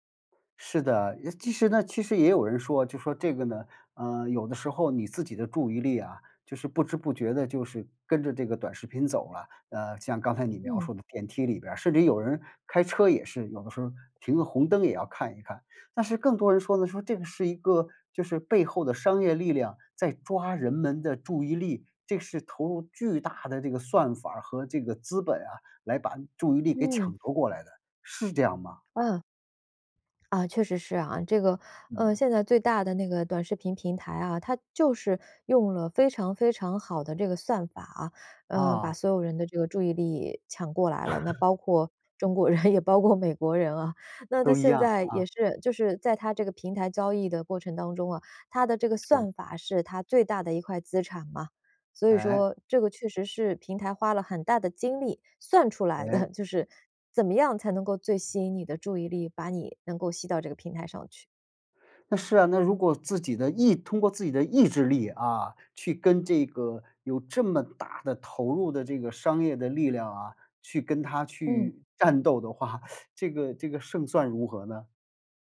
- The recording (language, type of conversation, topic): Chinese, podcast, 你怎么看短视频对注意力的影响？
- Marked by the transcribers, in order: other background noise; laugh; laughing while speaking: "中国人，也包括美国人啊"; laughing while speaking: "的"; laughing while speaking: "战斗的话"; teeth sucking